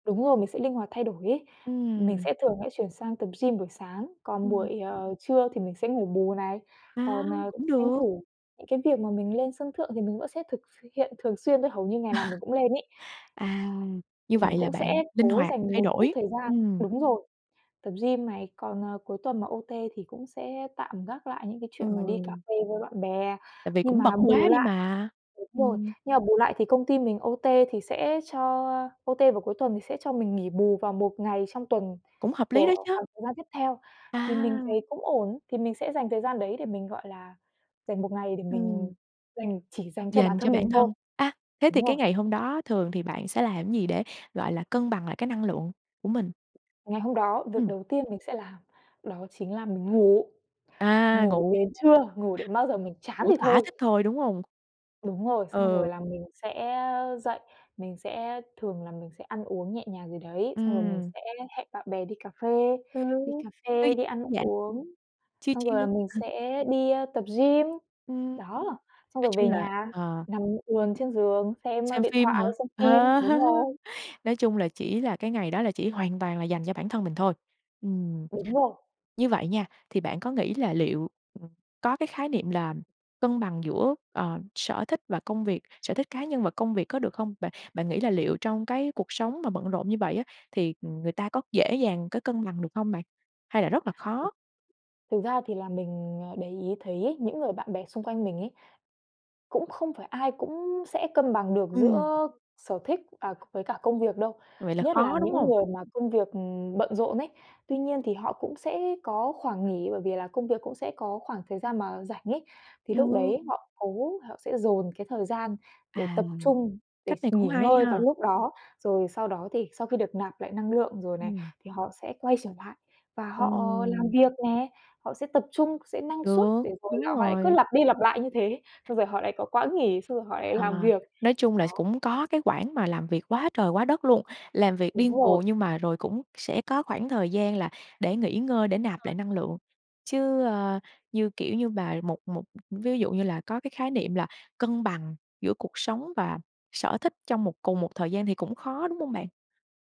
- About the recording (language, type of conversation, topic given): Vietnamese, podcast, Bạn cân bằng giữa sở thích và công việc như thế nào?
- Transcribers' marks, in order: other background noise; chuckle; in English: "O-T"; in English: "O-T"; in English: "O-T"; tapping; stressed: "ngủ"; stressed: "chán"; in English: "chill chill"; laughing while speaking: "Ờ"; laughing while speaking: "thế"